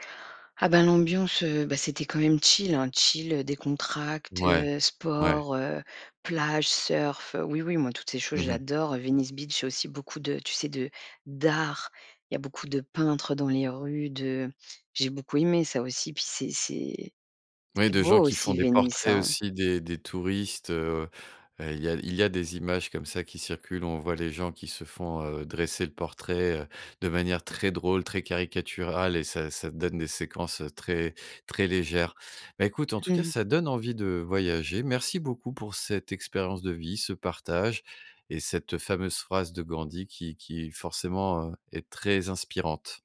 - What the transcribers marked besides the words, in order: "décontracté" said as "décontract"; stressed: "très"
- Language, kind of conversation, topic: French, podcast, Quel voyage a changé ta façon de voir le monde ?